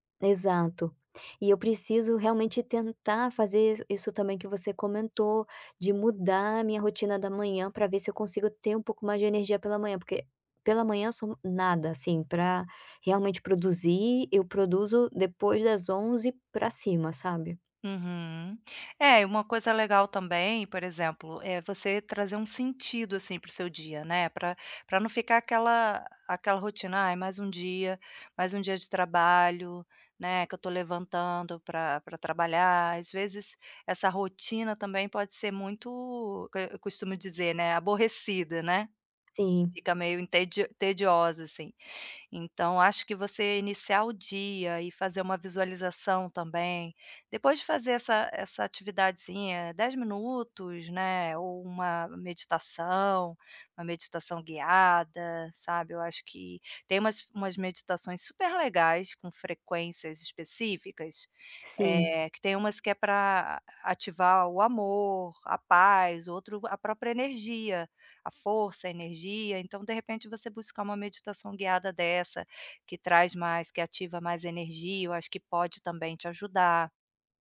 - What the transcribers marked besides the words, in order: tapping; other background noise
- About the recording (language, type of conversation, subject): Portuguese, advice, Como posso melhorar os meus hábitos de sono e acordar mais disposto?